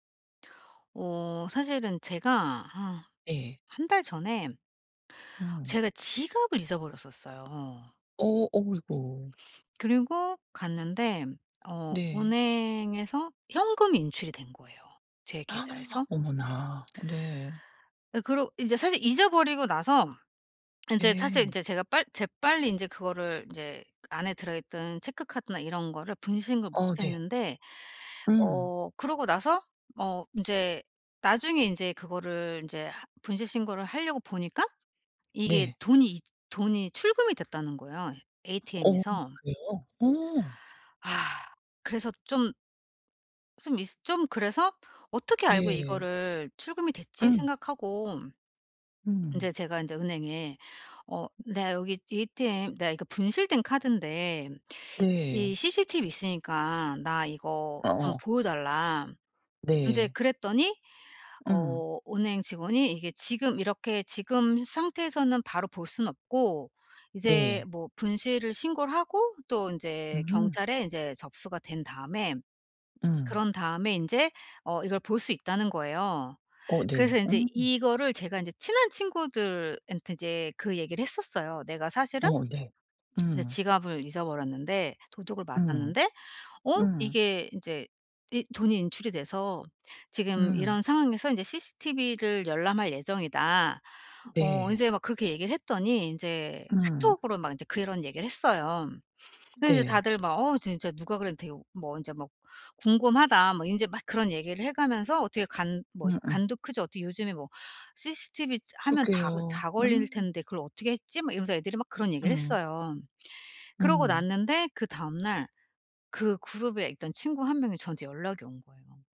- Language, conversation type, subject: Korean, advice, 다른 사람을 다시 신뢰하려면 어디서부터 안전하게 시작해야 할까요?
- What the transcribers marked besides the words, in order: tapping; other background noise; gasp